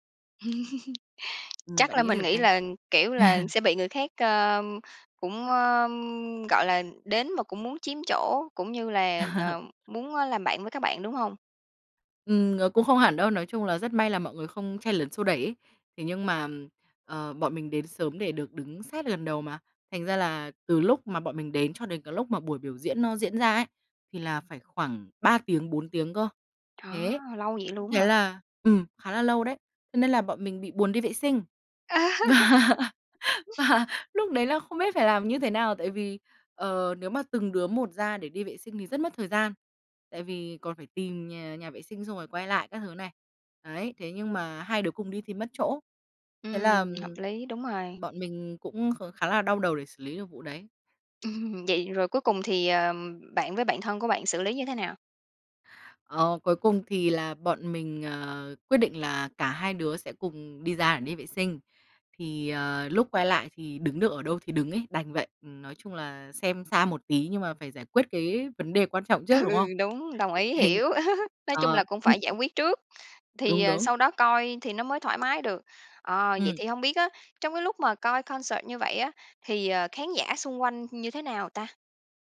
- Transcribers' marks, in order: laugh; other background noise; laugh; tapping; laugh; laugh; laughing while speaking: "Và và"; laughing while speaking: "Ừm"; laughing while speaking: "Ừ"; laugh; other noise; in English: "concert"
- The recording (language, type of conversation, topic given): Vietnamese, podcast, Bạn có kỷ niệm nào khi đi xem hòa nhạc cùng bạn thân không?